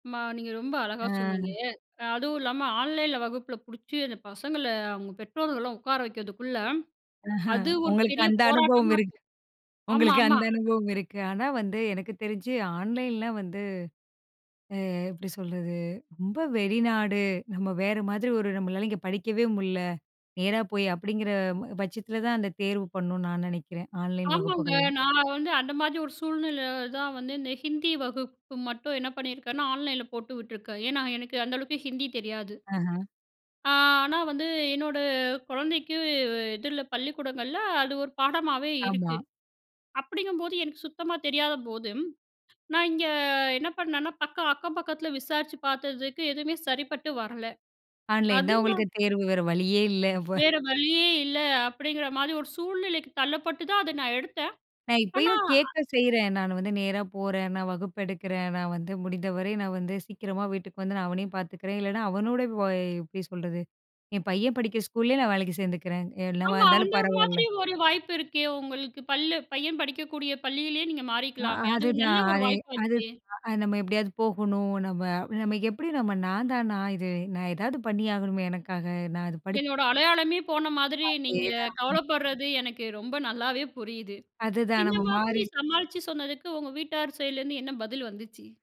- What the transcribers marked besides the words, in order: unintelligible speech; chuckle; other background noise
- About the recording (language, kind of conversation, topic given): Tamil, podcast, துறையை மாற்றிய போது உங்கள் அடையாளம் எவ்வாறு மாறியது?